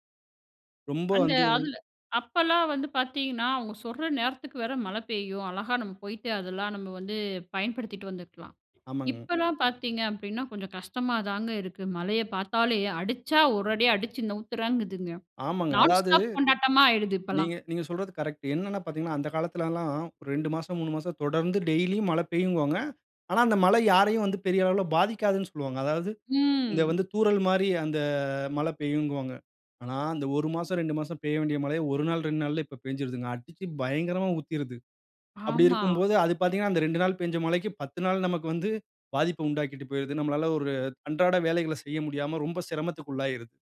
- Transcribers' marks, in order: in English: "நான் ஸ்டாப்"; drawn out: "ம்"
- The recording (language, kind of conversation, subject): Tamil, podcast, குடும்பத்துடன் பருவ மாற்றங்களை நீங்கள் எப்படி அனுபவிக்கிறீர்கள்?